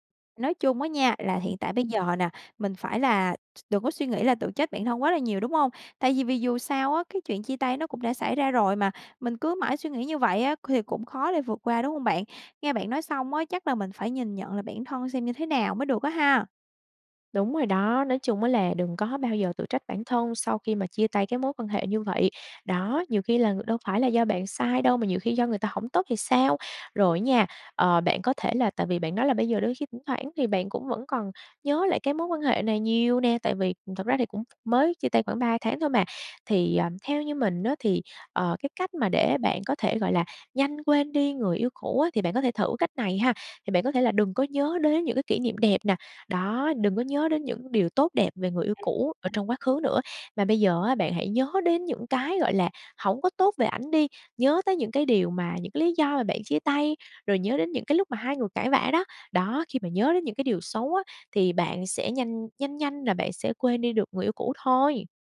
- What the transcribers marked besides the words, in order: tapping; other background noise; unintelligible speech; unintelligible speech
- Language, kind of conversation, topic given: Vietnamese, advice, Làm sao để vượt qua cảm giác chật vật sau chia tay và sẵn sàng bước tiếp?